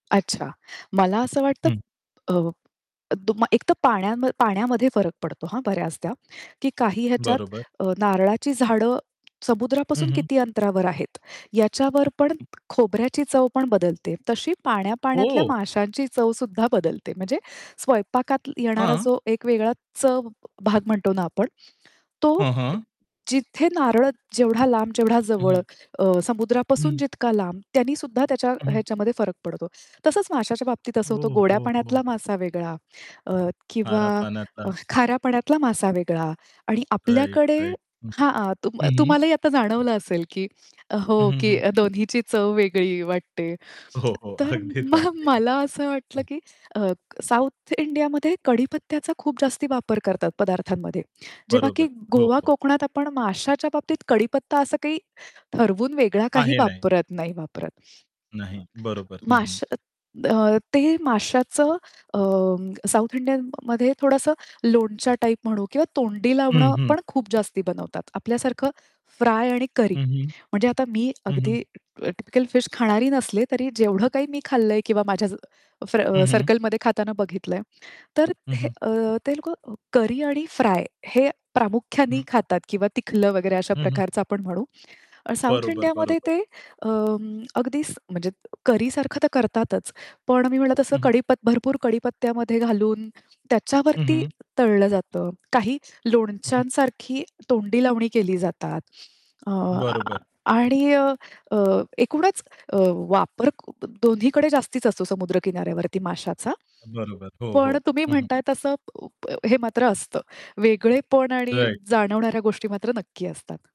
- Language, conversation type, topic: Marathi, podcast, वेगवेगळ्या संस्कृतींच्या अन्नाचा संगम झाल्यावर मिळणारा अनुभव कसा असतो?
- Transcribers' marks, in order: distorted speech; tapping; other background noise; static; laughing while speaking: "अ, खाऱ्या"; in English: "राइट, राइट"; laughing while speaking: "अगदीच वाटते"; laughing while speaking: "मग मला"; other noise; in English: "राइट"